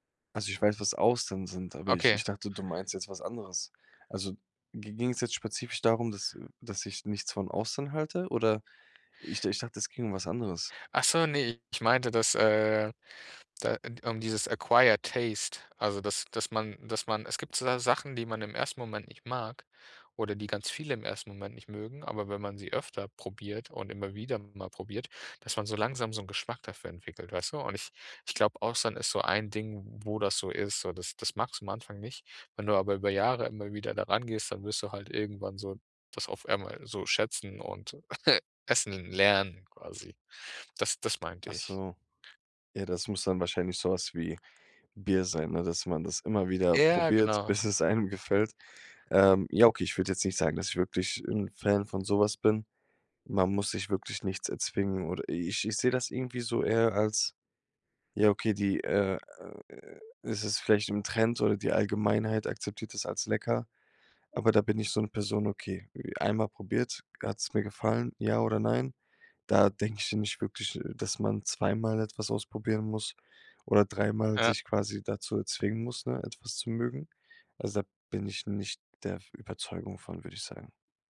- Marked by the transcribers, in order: in English: "Acquired Taste"; chuckle; laughing while speaking: "bis es"; other background noise
- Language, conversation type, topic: German, podcast, Welche Tipps gibst du Einsteigerinnen und Einsteigern, um neue Geschmäcker zu entdecken?